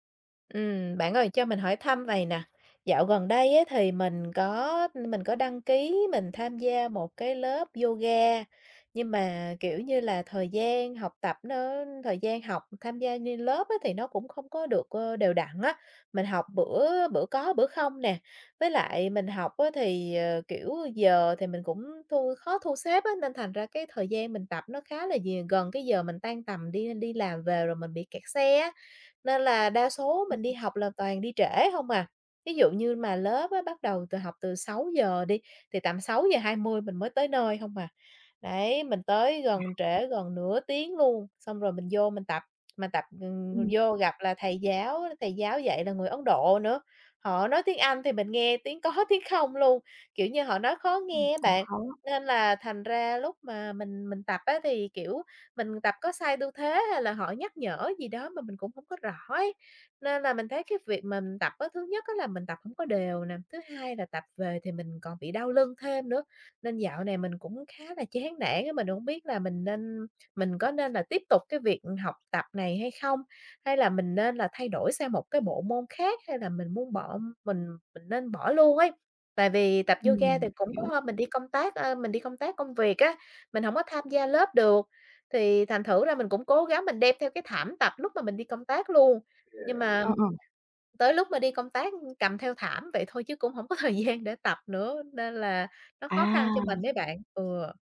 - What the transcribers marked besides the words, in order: tapping; other noise; laughing while speaking: "có"; other background noise; laughing while speaking: "chán"; background speech; laughing while speaking: "thời gian"
- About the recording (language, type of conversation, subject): Vietnamese, advice, Làm thế nào để duy trì thói quen tập thể dục đều đặn?